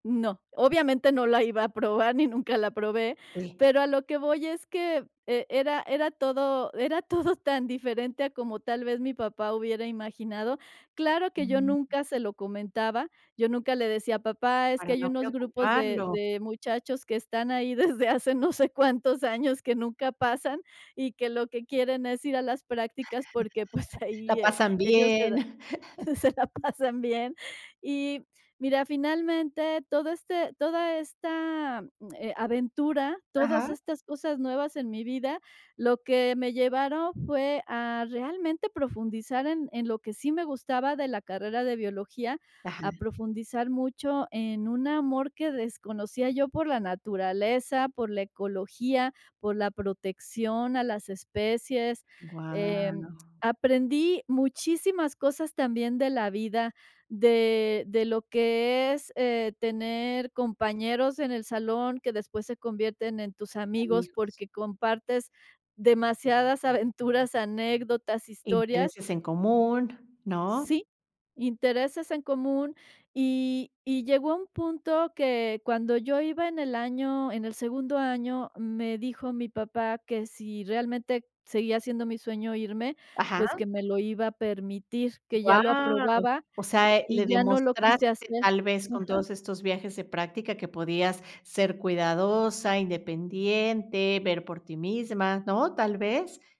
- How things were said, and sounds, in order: laughing while speaking: "todo"; other background noise; laughing while speaking: "desde hace no sé cuántos años"; laugh; chuckle; chuckle; laughing while speaking: "se la pasan bien"
- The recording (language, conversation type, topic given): Spanish, podcast, ¿Qué plan salió mal y terminó cambiándote la vida?